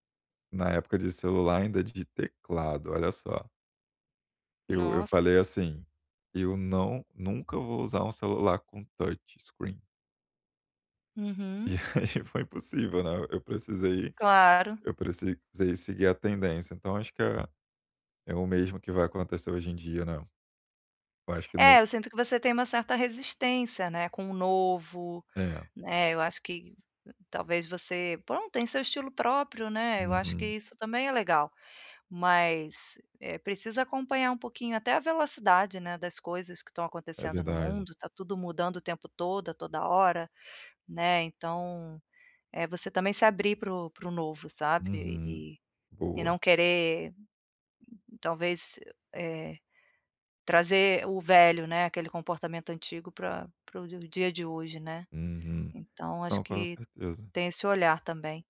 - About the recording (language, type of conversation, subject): Portuguese, advice, Como posso avaliar o valor real de um produto antes de comprá-lo?
- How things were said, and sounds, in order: in English: "touch screen"; laughing while speaking: "E aí foi impossível, né"; tapping